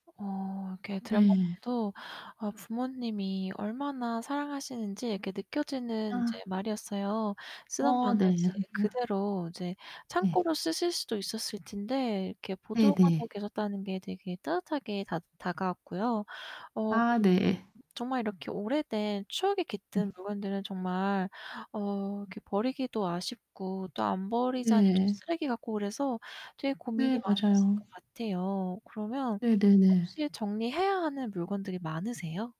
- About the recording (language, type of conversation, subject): Korean, advice, 함께 쓰던 물건을 정리하는 게 왜 이렇게 어려울까요?
- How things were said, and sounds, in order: unintelligible speech; distorted speech